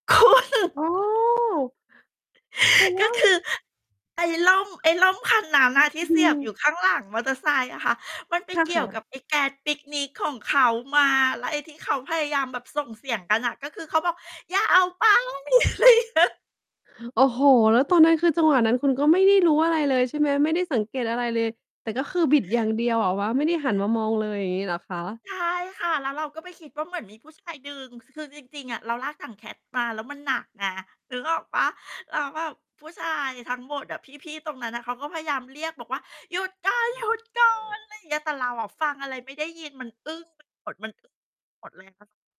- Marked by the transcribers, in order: laugh; distorted speech; laughing while speaking: "อะไรเงี้ย"; "แก๊ส" said as "แคท"
- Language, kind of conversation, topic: Thai, podcast, มีประสบการณ์อะไรที่พอนึกถึงแล้วยังยิ้มได้เสมอไหม?